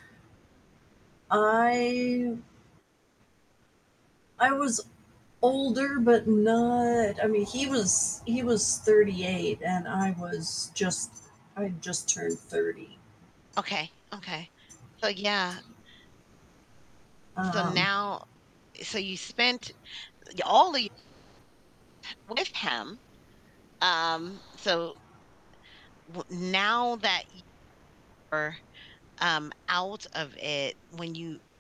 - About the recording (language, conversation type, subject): English, advice, How can I rebuild trust in my romantic partner after it's been broken?
- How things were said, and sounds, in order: static; other background noise; distorted speech